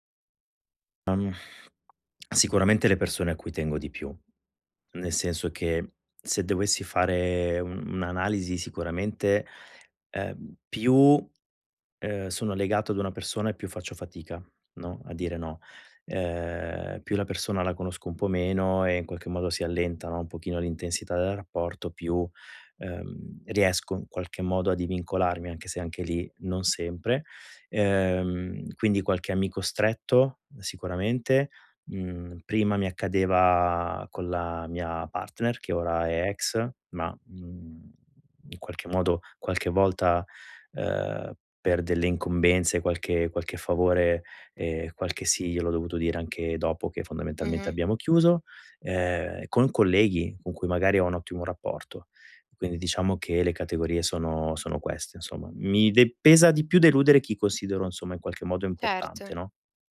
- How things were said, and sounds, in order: other background noise; tapping
- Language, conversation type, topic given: Italian, advice, Come posso imparare a dire di no alle richieste degli altri senza sentirmi in colpa?